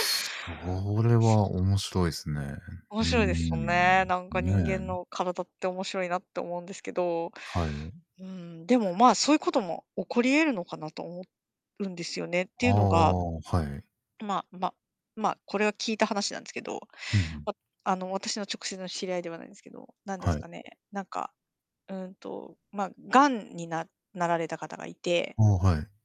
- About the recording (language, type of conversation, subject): Japanese, unstructured, 疲れているのに運動をサボってしまうことについて、どう思いますか？
- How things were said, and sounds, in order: distorted speech